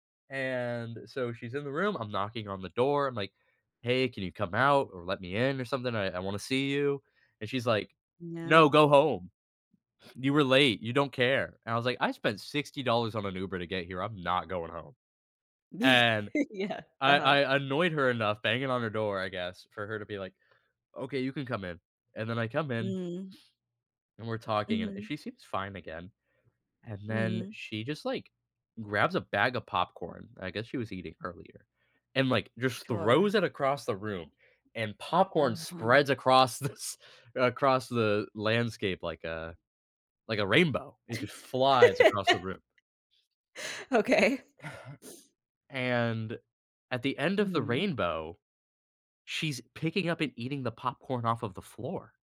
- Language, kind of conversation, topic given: English, advice, How can I cope with shock after a sudden breakup?
- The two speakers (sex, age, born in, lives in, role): female, 30-34, United States, United States, advisor; male, 25-29, United States, United States, user
- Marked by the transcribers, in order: drawn out: "and"; laughing while speaking: "Ye yeah"; laughing while speaking: "this"; laugh; laughing while speaking: "Okay"; cough; sniff